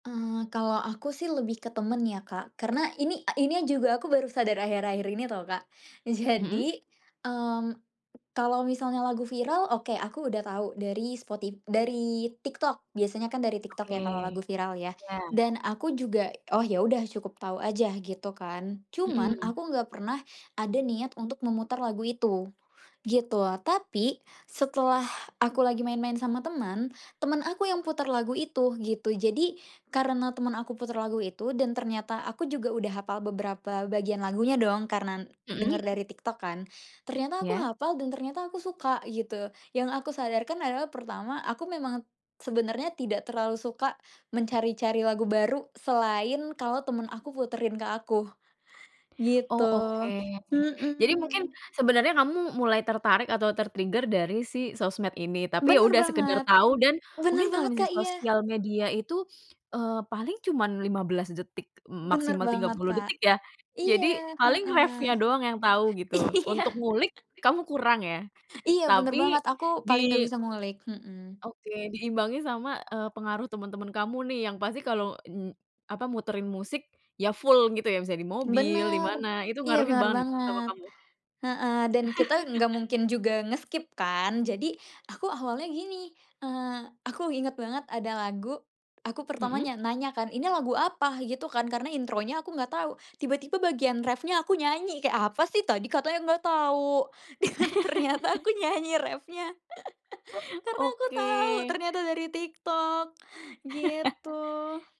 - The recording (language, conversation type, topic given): Indonesian, podcast, Bagaimana peran teman dalam mengubah selera musikmu?
- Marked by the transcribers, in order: laughing while speaking: "Jadi"; tapping; other background noise; "karena" said as "karnan"; in English: "ter-trigger"; laughing while speaking: "Iya"; laugh; laugh; in English: "nge-skip"; laugh; laughing while speaking: "dan ternyata aku nyanyi reffnya"; laugh; chuckle